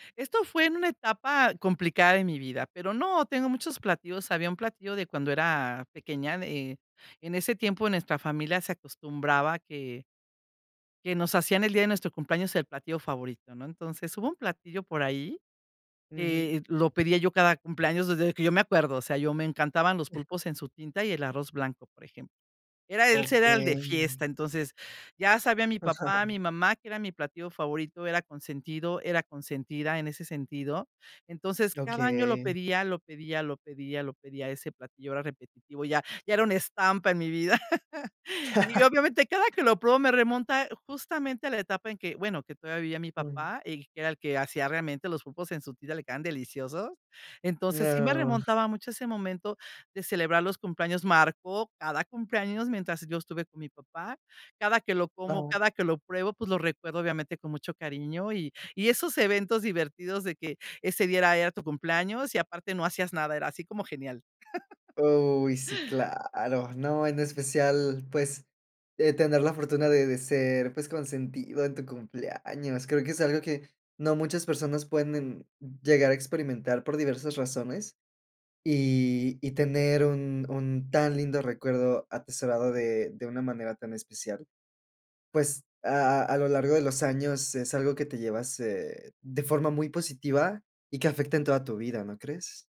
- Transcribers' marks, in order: chuckle; "ese" said as "else"; chuckle; chuckle; unintelligible speech; laugh
- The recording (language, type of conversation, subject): Spanish, podcast, ¿Qué comidas te hacen sentir en casa?